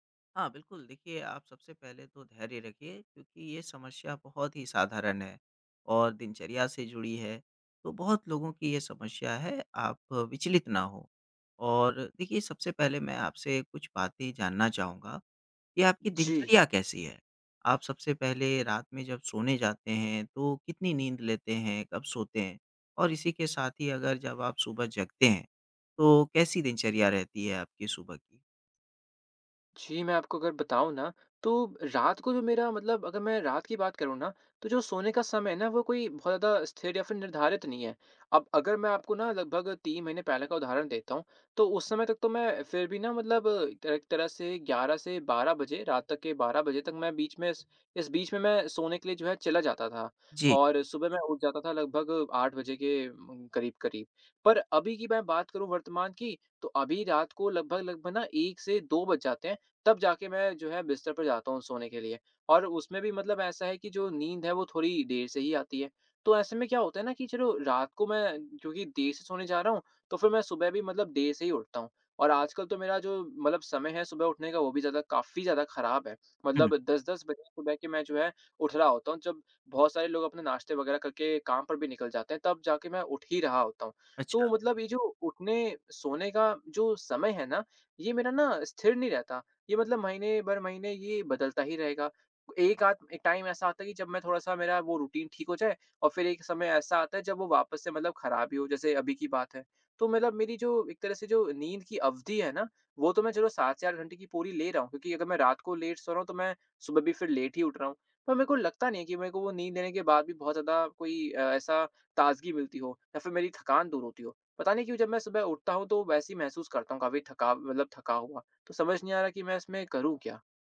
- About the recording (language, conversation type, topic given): Hindi, advice, दिन में बार-बार सुस्ती आने और झपकी लेने के बाद भी ताजगी क्यों नहीं मिलती?
- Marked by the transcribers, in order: in English: "टाइम"; in English: "रूटीन"; in English: "लेट"; in English: "लेट"